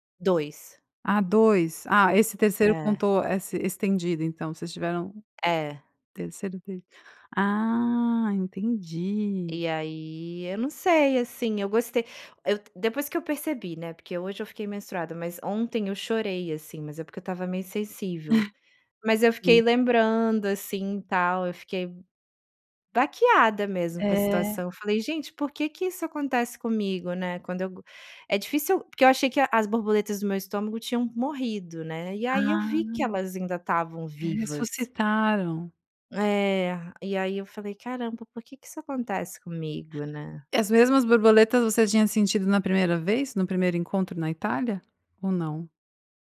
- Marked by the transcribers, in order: tapping; chuckle
- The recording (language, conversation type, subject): Portuguese, podcast, Como você retoma o contato com alguém depois de um encontro rápido?